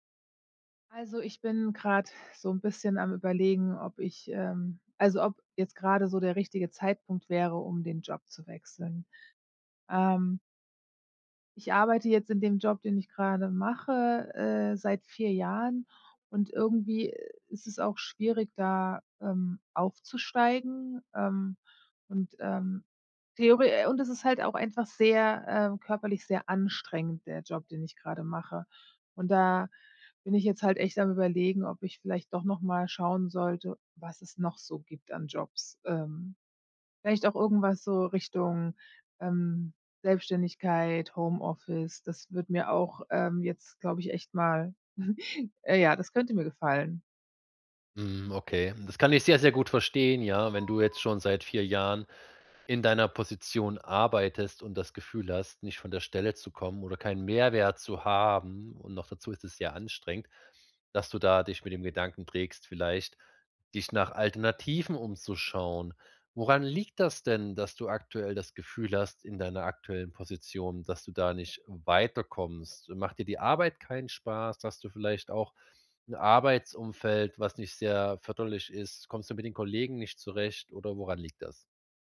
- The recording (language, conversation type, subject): German, advice, Ist jetzt der richtige Zeitpunkt für einen Jobwechsel?
- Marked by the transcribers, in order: chuckle; siren